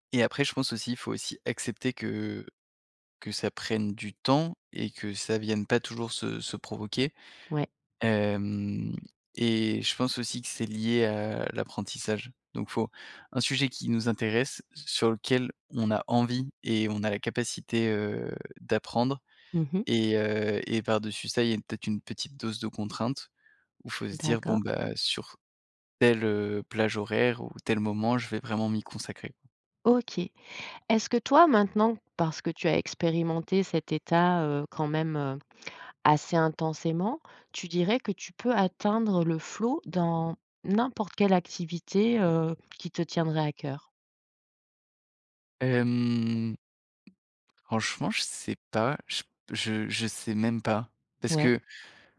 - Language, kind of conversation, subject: French, podcast, Qu’est-ce qui te met dans un état de création intense ?
- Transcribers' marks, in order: none